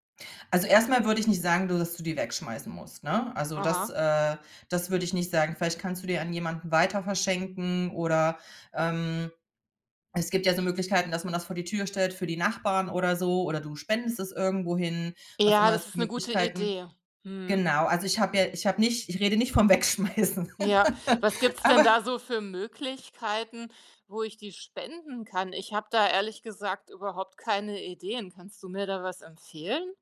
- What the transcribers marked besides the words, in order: laughing while speaking: "Wegschmeißen"; laugh; other background noise
- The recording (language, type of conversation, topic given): German, advice, Warum fällt es dir schwer, dich von Gegenständen mit emotionalem Wert zu trennen?